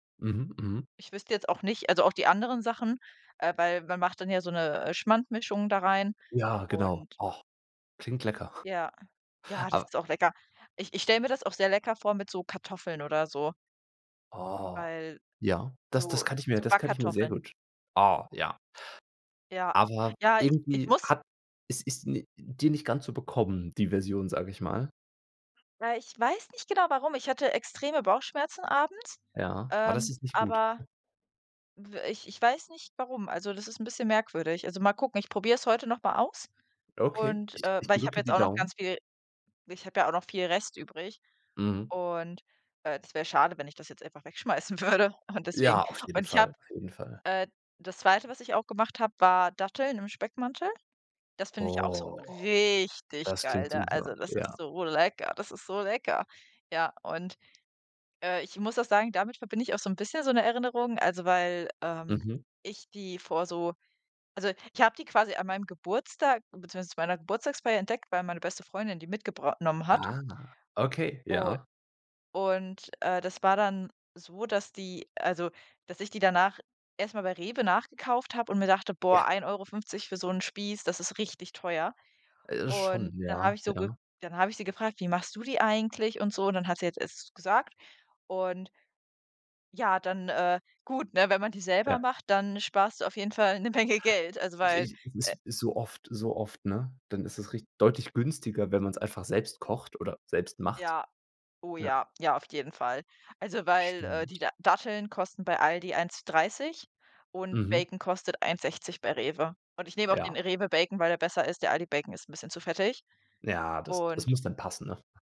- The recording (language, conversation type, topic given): German, unstructured, Hast du eine Erinnerung, die mit einem bestimmten Essen verbunden ist?
- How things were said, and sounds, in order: snort; laughing while speaking: "würde"; drawn out: "Oh"; stressed: "richtig"; laughing while speaking: "'ne Menge"